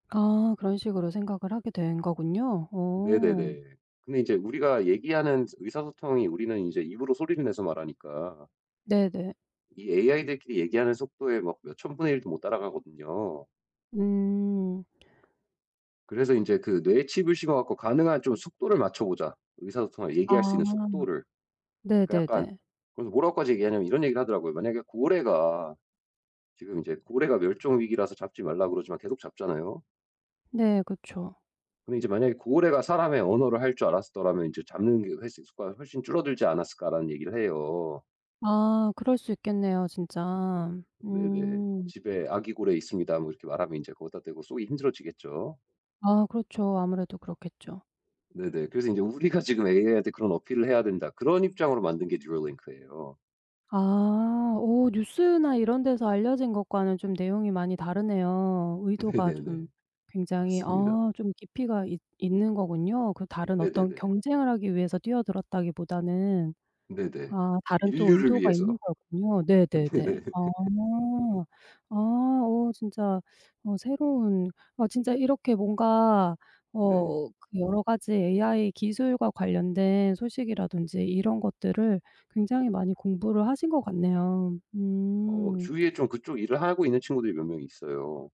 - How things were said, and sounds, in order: tapping; "개체" said as "회새"; laughing while speaking: "우리가 지금"; put-on voice: "Neuralink예요"; other background noise; laughing while speaking: "네네"; laugh
- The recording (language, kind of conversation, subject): Korean, advice, 불안이 자주 올라와 일상이나 업무에 집중하기 어려울 때 어떤 점이 가장 힘드신가요?